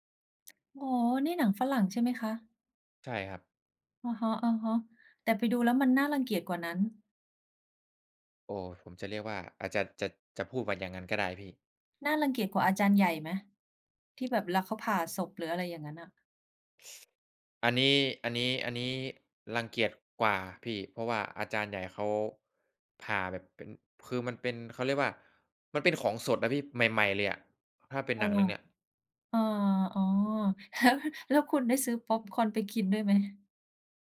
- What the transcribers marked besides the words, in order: tapping; other background noise; laugh; laughing while speaking: "แล้ว"
- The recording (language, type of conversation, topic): Thai, unstructured, อะไรทำให้ภาพยนตร์บางเรื่องชวนให้รู้สึกน่ารังเกียจ?